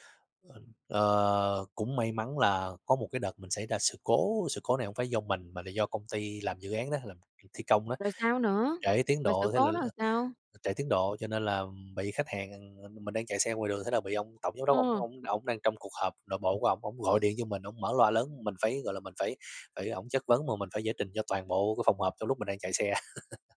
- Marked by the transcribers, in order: "làm" said as "ờn"; laugh
- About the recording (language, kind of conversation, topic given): Vietnamese, podcast, Con đường sự nghiệp của bạn từ trước đến nay đã diễn ra như thế nào?